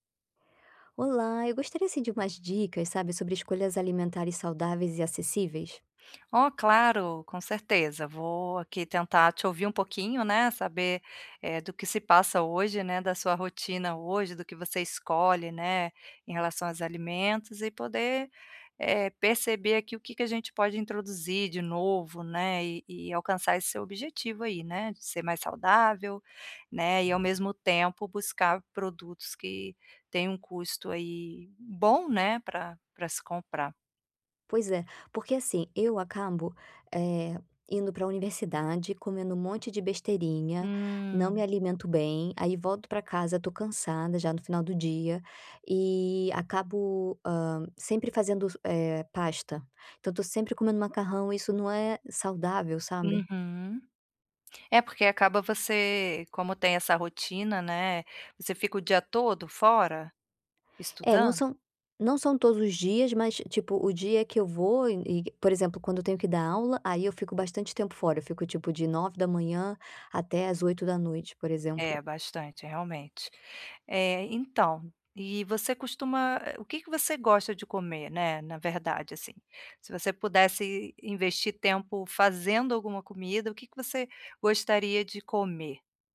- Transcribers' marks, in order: other background noise; tapping
- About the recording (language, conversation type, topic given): Portuguese, advice, Como posso comer de forma mais saudável sem gastar muito?